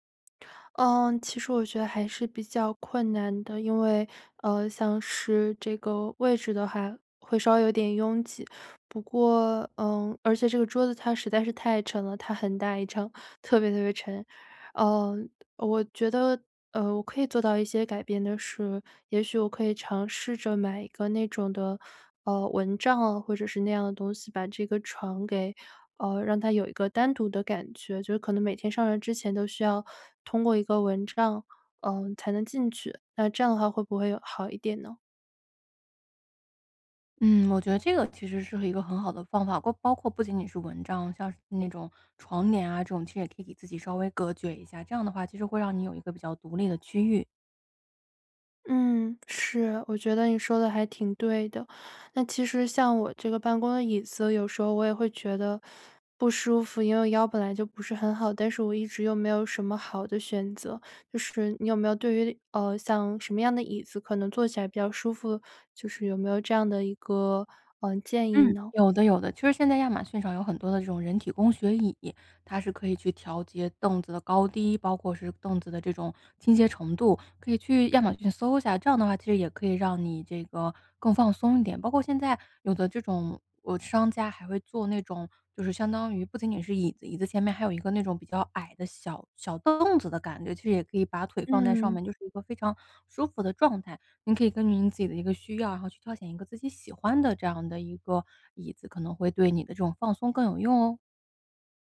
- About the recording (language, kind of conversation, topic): Chinese, advice, 在家如何放松又不感到焦虑？
- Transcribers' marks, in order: other background noise; horn